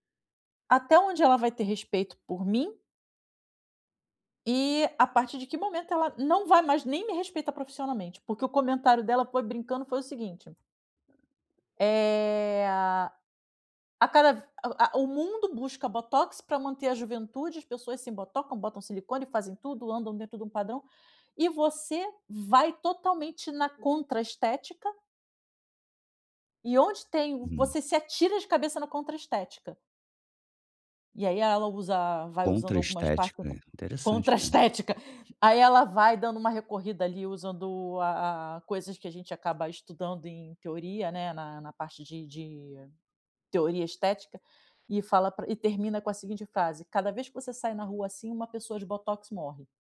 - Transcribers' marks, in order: none
- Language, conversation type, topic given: Portuguese, advice, Como posso escolher meu estilo sem me sentir pressionado pelas expectativas sociais?